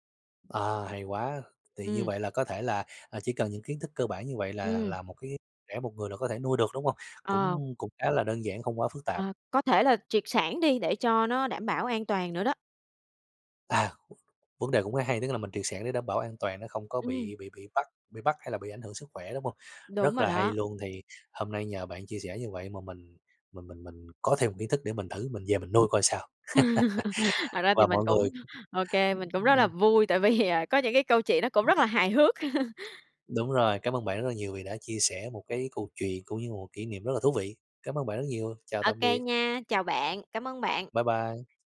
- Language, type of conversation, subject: Vietnamese, podcast, Bạn có thể chia sẻ một kỷ niệm vui với thú nuôi của bạn không?
- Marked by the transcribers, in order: tapping; laugh; laugh; laughing while speaking: "tại vì, à"; other noise; chuckle